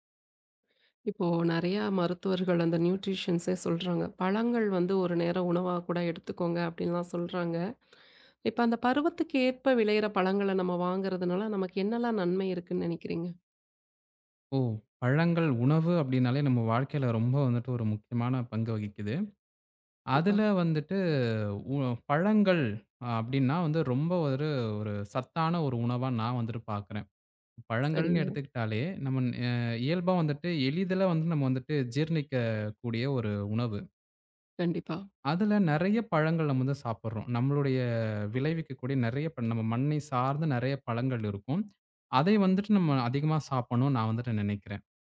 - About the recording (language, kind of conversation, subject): Tamil, podcast, பருவத்துக்கேற்ப பழங்களை வாங்கி சாப்பிட்டால் என்னென்ன நன்மைகள் கிடைக்கும்?
- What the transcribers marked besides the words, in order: in another language: "நியூட்ரிஷியன்ஸ்ஸே"; other noise